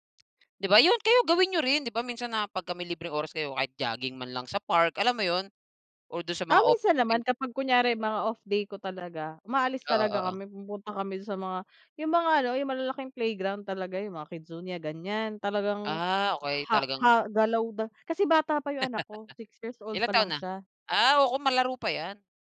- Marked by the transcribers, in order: laugh
- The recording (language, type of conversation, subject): Filipino, unstructured, Anong libangan ang pinakagusto mong gawin kapag may libre kang oras?